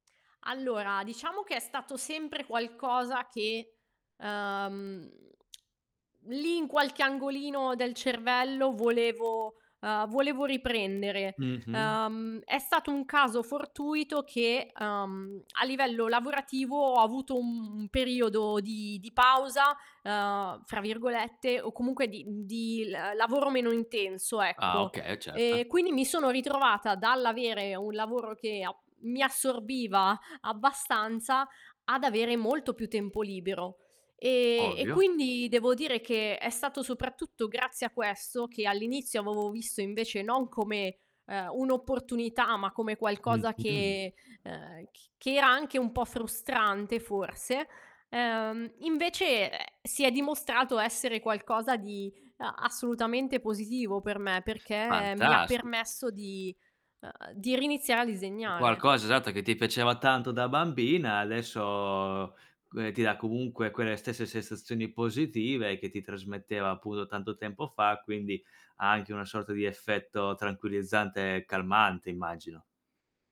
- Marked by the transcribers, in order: distorted speech; drawn out: "ehm"; tsk; "avevo" said as "avovo"; other background noise; static; drawn out: "adesso"; "appunto" said as "appuno"
- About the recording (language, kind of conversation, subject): Italian, podcast, Che consiglio daresti a chi vuole riprendere un vecchio interesse?